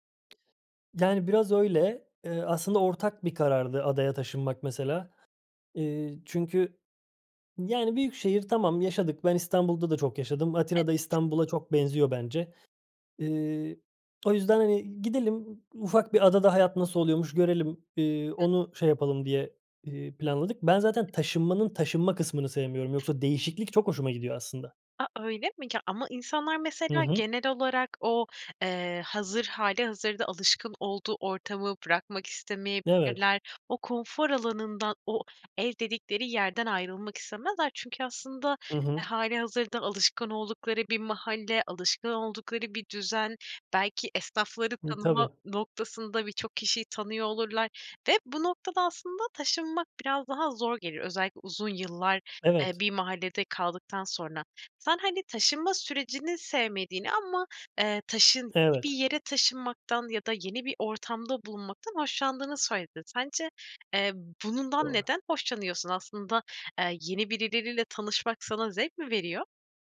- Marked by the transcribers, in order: other background noise; unintelligible speech; "bundan" said as "bunundan"
- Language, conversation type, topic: Turkish, podcast, Yeni bir semte taşınan biri, yeni komşularıyla ve mahalleyle en iyi nasıl kaynaşır?